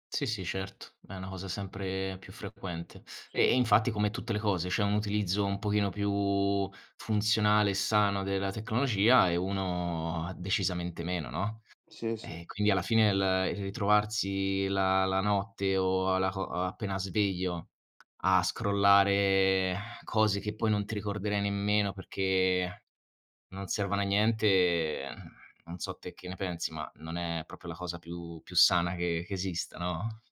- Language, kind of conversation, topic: Italian, unstructured, Come pensi che la tecnologia abbia cambiato la vita quotidiana?
- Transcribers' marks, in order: drawn out: "uno"; tapping; in English: "scrollare"; exhale; exhale; "proprio" said as "propio"; other background noise